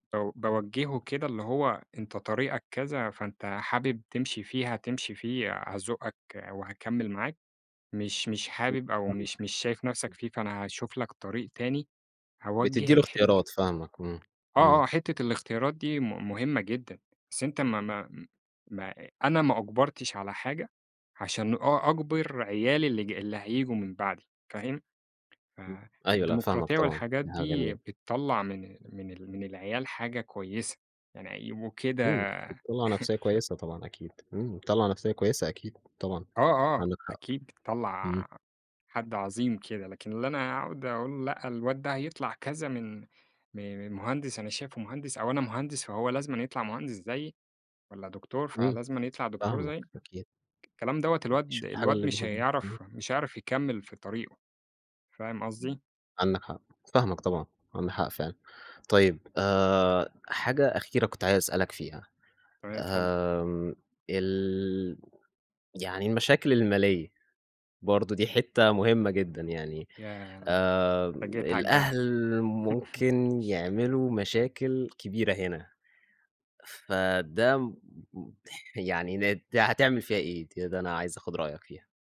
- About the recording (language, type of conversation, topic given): Arabic, podcast, إيه رأيك في تدخل الأهل في حياة المتجوزين الجداد؟
- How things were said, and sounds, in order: tapping; unintelligible speech; chuckle; other background noise; unintelligible speech; unintelligible speech; chuckle; chuckle